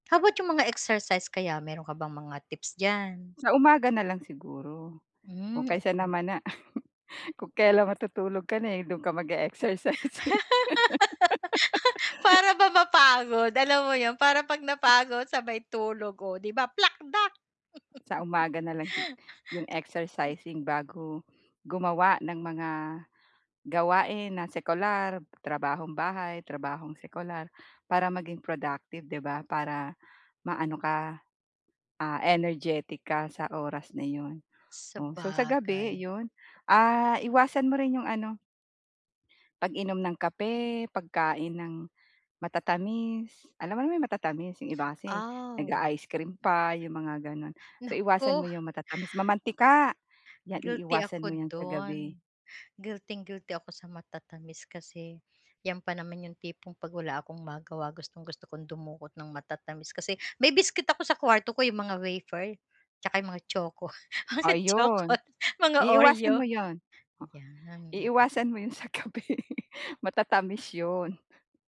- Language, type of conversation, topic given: Filipino, advice, Paano ako magkakaroon ng mas regular na oras ng pagtulog?
- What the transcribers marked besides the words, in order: chuckle; laugh; laughing while speaking: "Para ba mapagod, alam mo … ba plak dak!"; laugh; chuckle; other background noise; drawn out: "Sabagay"; breath; gasp; laughing while speaking: "choco, mga Oreo"; laugh